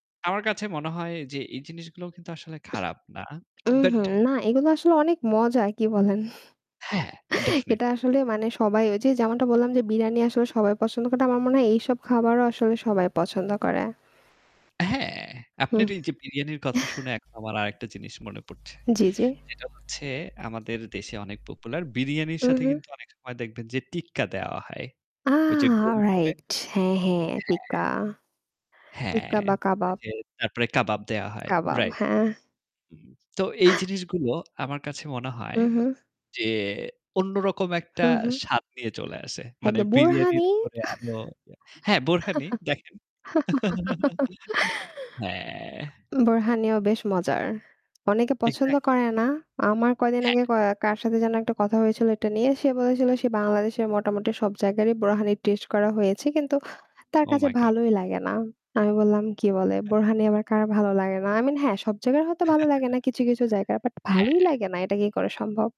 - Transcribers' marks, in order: chuckle; static; mechanical hum; laugh; laugh; "taste" said as "টেস"; chuckle; chuckle
- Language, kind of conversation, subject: Bengali, unstructured, তুমি কি মনে করো স্থানীয় খাবার খাওয়া ভালো, নাকি বিদেশি খাবার?